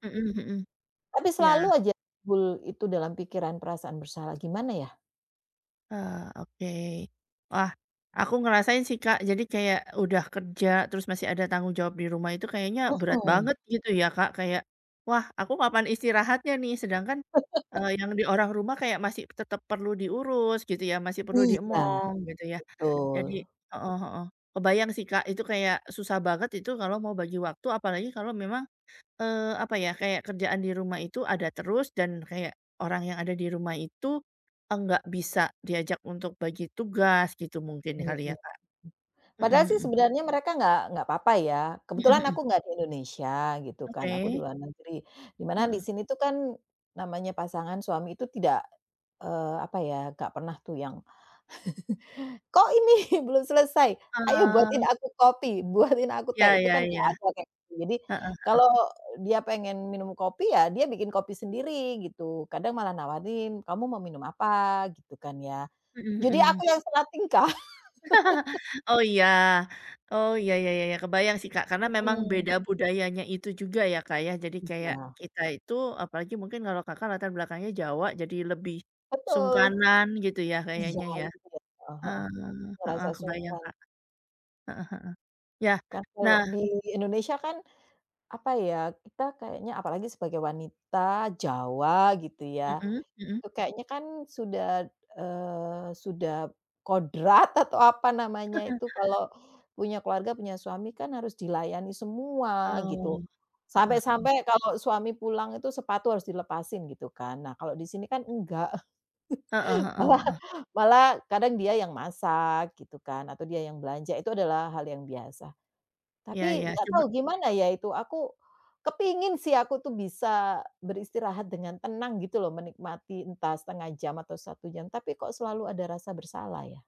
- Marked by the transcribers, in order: other background noise; chuckle; chuckle; laughing while speaking: "ini"; chuckle; laugh; unintelligible speech; tapping; chuckle; chuckle; laughing while speaking: "Malah"
- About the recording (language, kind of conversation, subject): Indonesian, advice, Bagaimana saya bisa tetap fokus tanpa merasa bersalah saat mengambil waktu istirahat?